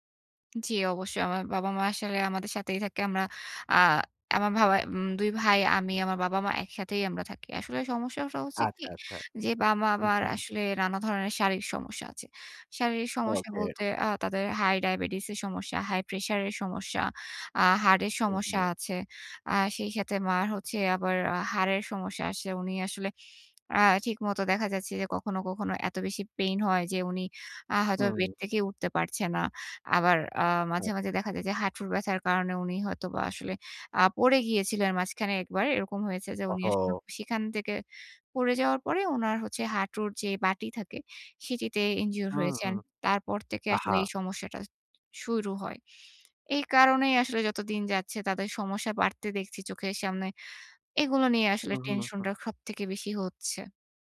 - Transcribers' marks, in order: "বাসায়" said as "ভাভায়"; "হার্টের" said as "হার্ডের"; in English: "injure"
- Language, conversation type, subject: Bengali, advice, মা-বাবার বয়স বাড়লে তাদের দেখাশোনা নিয়ে আপনি কীভাবে ভাবছেন?